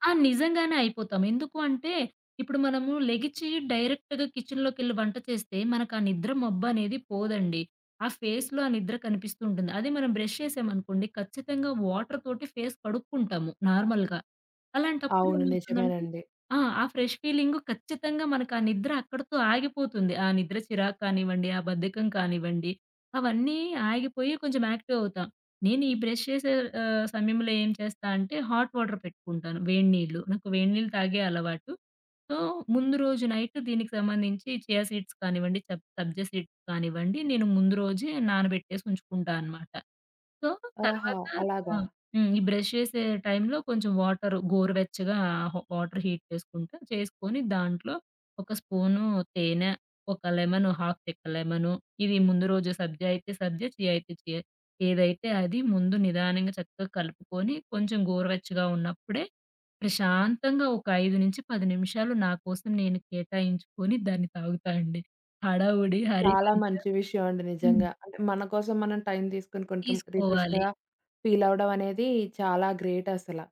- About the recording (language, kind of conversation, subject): Telugu, podcast, ఉదయం ఎనర్జీ పెరగడానికి మీ సాధారణ అలవాట్లు ఏమిటి?
- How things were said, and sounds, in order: in English: "డైరెక్ట్‌గా కిచెన్‌లోకెళ్లి"; in English: "ఫేస్‌లో"; in English: "బ్రష్"; in English: "ఫేస్"; in English: "నార్మల్‌గా"; in English: "ఫ్రెష్"; in English: "బ్రష్"; in English: "హాట్ వాటర్"; in English: "సో"; in English: "చియా సీడ్స్"; other background noise; in English: "సీడ్స్"; in English: "సో"; in English: "బ్రష్"; horn; in English: "హీట్"; in English: "హాఫ్"; in English: "చియా"; in English: "చియా"; in English: "రిఫ్రెష్‌గా"